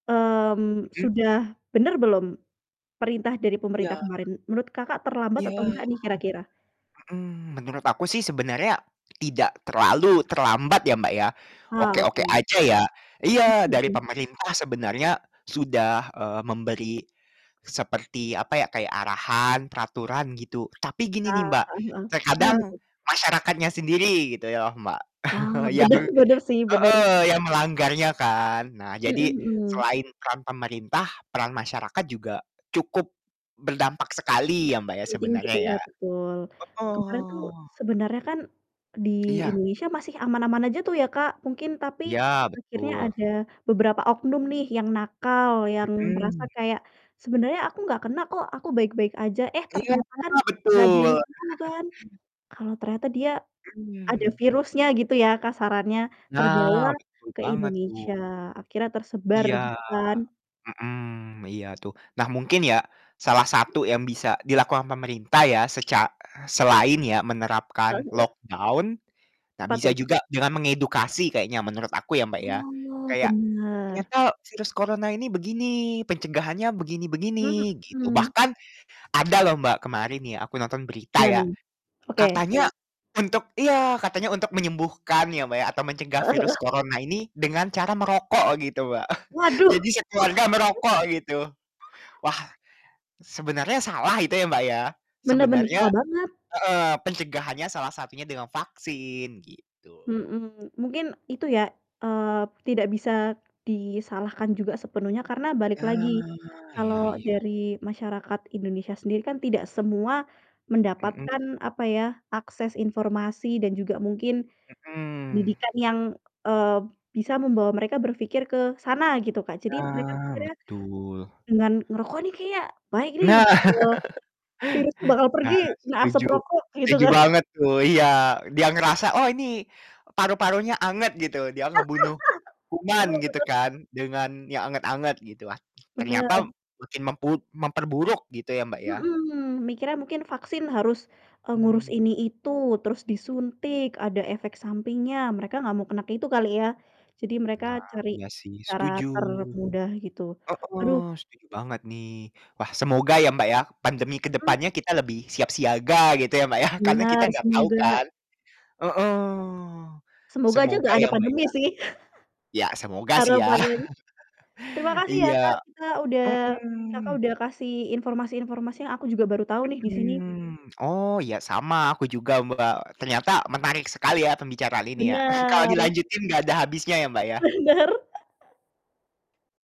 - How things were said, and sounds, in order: static; distorted speech; laughing while speaking: "bener"; chuckle; drawn out: "Heeh"; chuckle; other background noise; in English: "lock down"; chuckle; laughing while speaking: "wah"; chuckle; drawn out: "Iya"; chuckle; laughing while speaking: "kan"; laugh; laughing while speaking: "yah"; chuckle; chuckle; chuckle; laughing while speaking: "Benar"; chuckle
- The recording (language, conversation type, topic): Indonesian, unstructured, Bagaimana cara kita melindungi diri dari pandemi di masa depan?